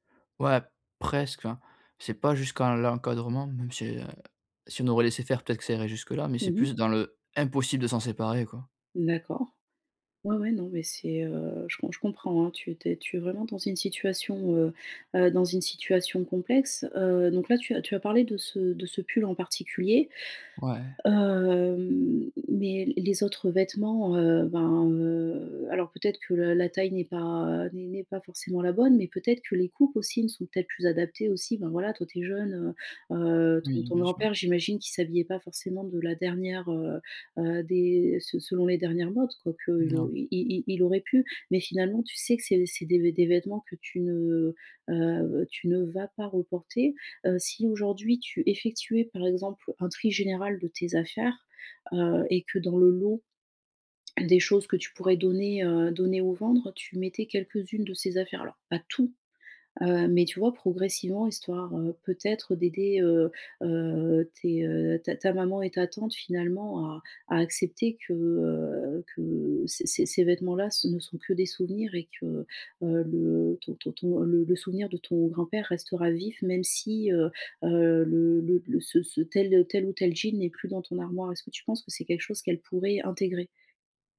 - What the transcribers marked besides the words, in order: stressed: "presque"; other background noise; stressed: "impossible"; drawn out: "Hem"; drawn out: "heu"; stressed: "vas"; stressed: "tout"
- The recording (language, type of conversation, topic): French, advice, Comment trier et prioriser mes biens personnels efficacement ?